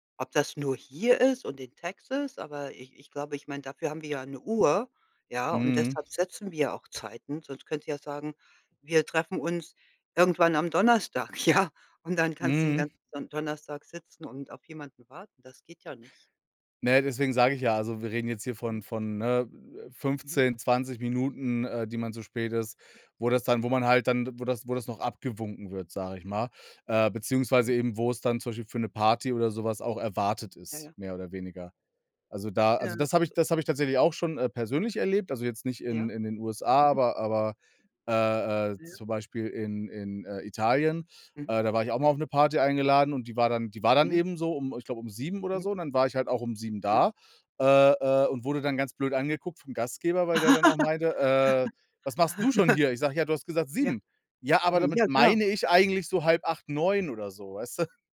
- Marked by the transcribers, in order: other background noise; laughing while speaking: "ja"; unintelligible speech; laugh; chuckle
- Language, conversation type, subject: German, unstructured, Wie gehst du mit Menschen um, die immer zu spät kommen?